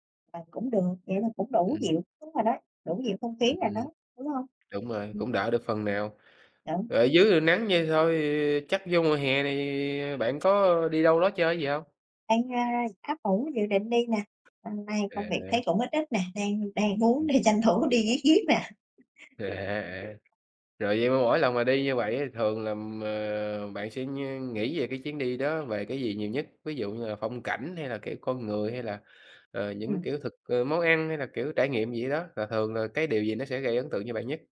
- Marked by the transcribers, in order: other background noise; tapping; laughing while speaking: "đi tranh thủ đi riết riêt nè"
- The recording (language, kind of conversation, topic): Vietnamese, unstructured, Điều gì khiến một chuyến đi trở nên đáng nhớ với bạn?